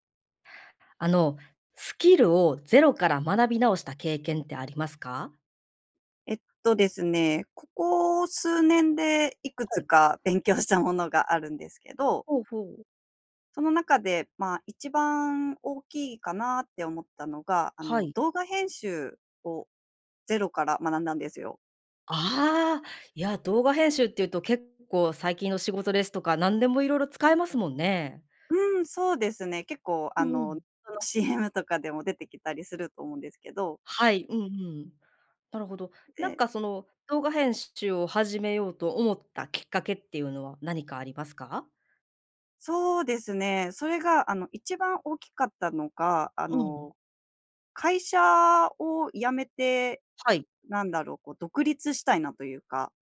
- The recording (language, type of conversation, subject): Japanese, podcast, スキルをゼロから学び直した経験を教えてくれますか？
- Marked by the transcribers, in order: laughing while speaking: "勉強したものが"